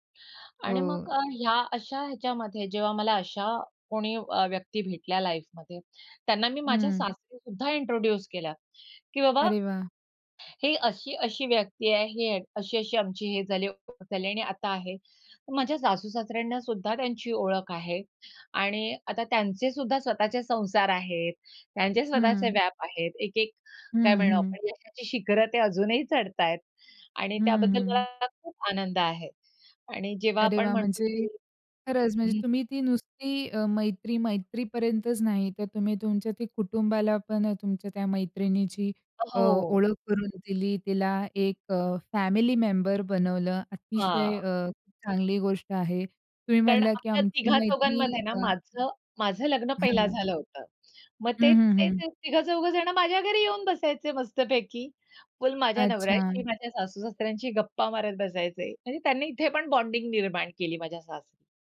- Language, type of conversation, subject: Marathi, podcast, प्रवासात भेटलेले मित्र दीर्घकाळ टिकणारे जिवलग मित्र कसे बनले?
- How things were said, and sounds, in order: tapping; in English: "लाईफमध्ये"; other noise; other background noise; in English: "बॉन्डिंग"